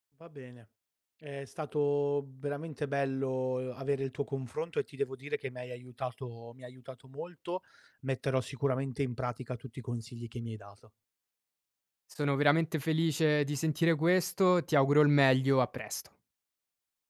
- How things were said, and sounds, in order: none
- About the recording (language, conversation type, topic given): Italian, advice, Come posso affrontare la paura di fallire quando sto per iniziare un nuovo lavoro?